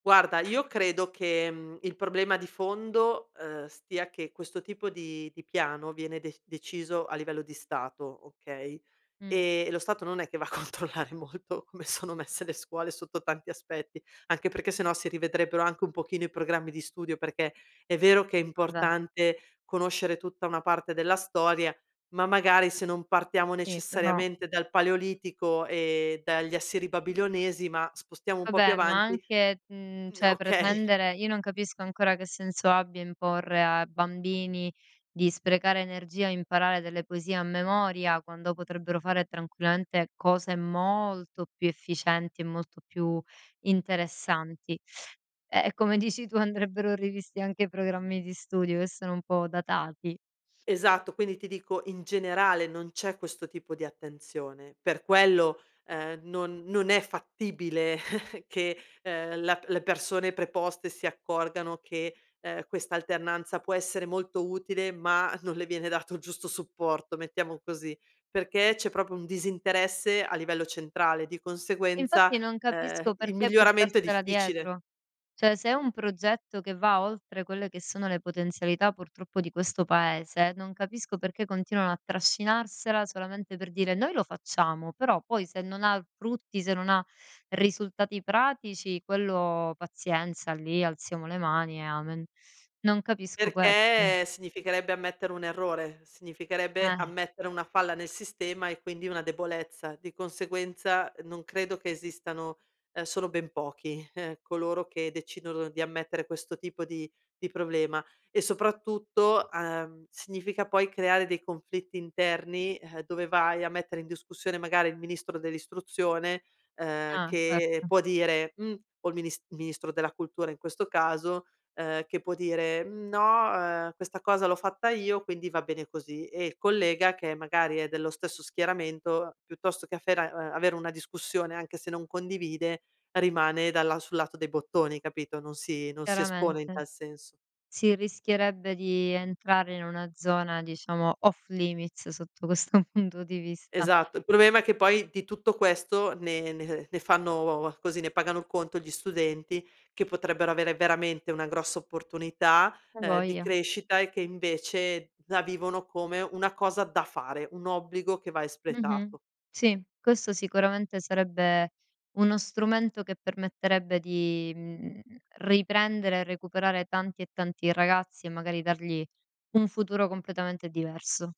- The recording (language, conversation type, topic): Italian, podcast, Come funziona l’alternanza scuola-lavoro?
- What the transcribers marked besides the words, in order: other background noise; laughing while speaking: "a controllare"; laughing while speaking: "sono"; "cioè" said as "ceh"; laughing while speaking: "okay"; stressed: "molto"; chuckle; "Cioè" said as "ceh"; drawn out: "Perché"; in English: "off limits"